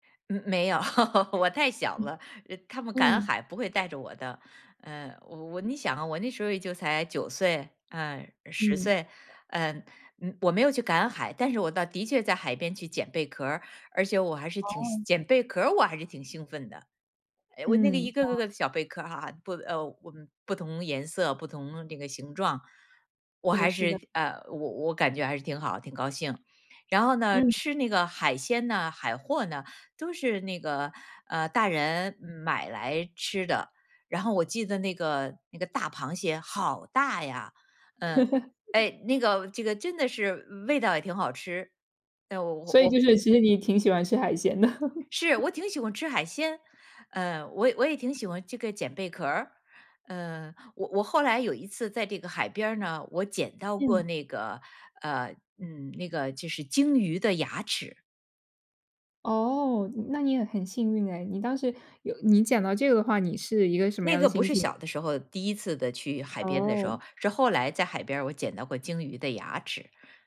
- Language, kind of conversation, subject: Chinese, podcast, 你第一次看到大海时是什么感觉？
- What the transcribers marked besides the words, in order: laugh; laughing while speaking: "我太小了"; laugh; laughing while speaking: "挺喜欢吃海鲜的"; laugh; other background noise